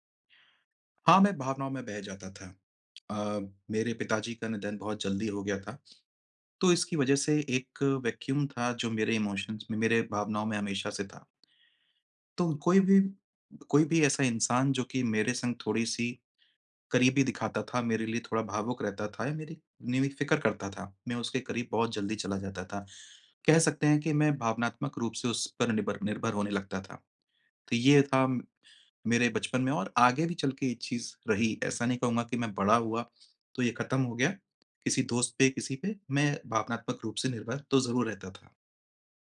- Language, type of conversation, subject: Hindi, advice, रिश्ता टूटने के बाद अस्थिर भावनाओं का सामना मैं कैसे करूँ?
- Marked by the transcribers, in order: in English: "वैक्यूम"; in English: "इमोशंस"